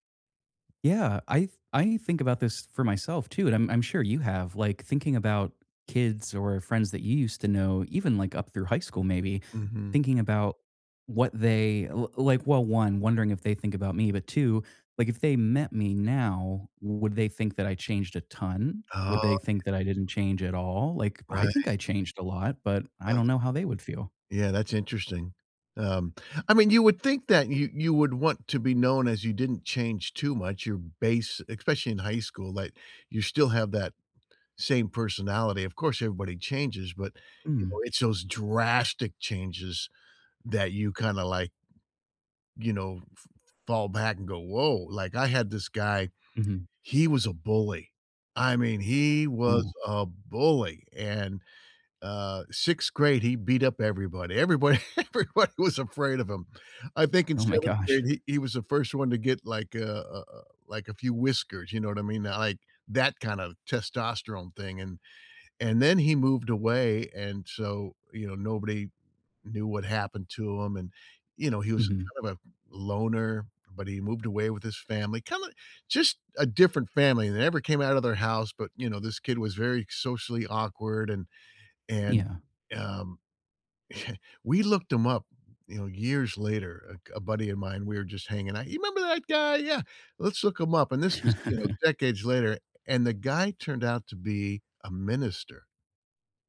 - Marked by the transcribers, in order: other background noise; tapping; stressed: "drastic"; stressed: "bully"; laughing while speaking: "everybody"; stressed: "that"; chuckle; alarm; put-on voice: "You remember that guy? Yeah"; chuckle
- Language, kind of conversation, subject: English, unstructured, How can I reconnect with someone I lost touch with and miss?